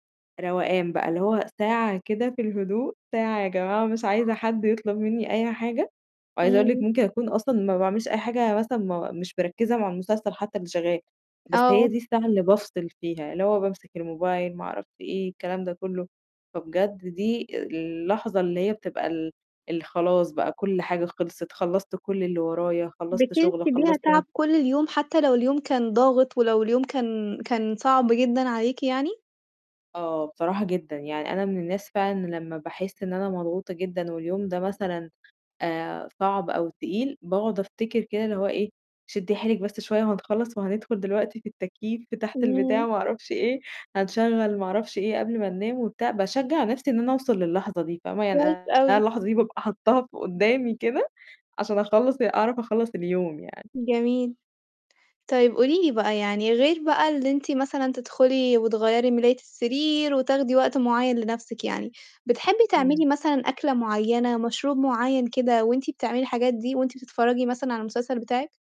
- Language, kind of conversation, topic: Arabic, podcast, إيه الطرق اللي بتريحك بعد يوم طويل؟
- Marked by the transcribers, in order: other background noise; tapping; distorted speech